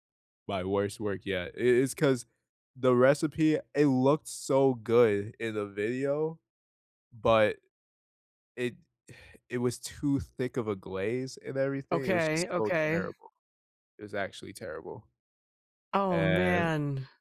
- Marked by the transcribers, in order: exhale; other background noise
- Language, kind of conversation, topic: English, unstructured, What holiday foods bring back your happiest memories?
- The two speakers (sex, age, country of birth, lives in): female, 25-29, Vietnam, United States; male, 25-29, United States, United States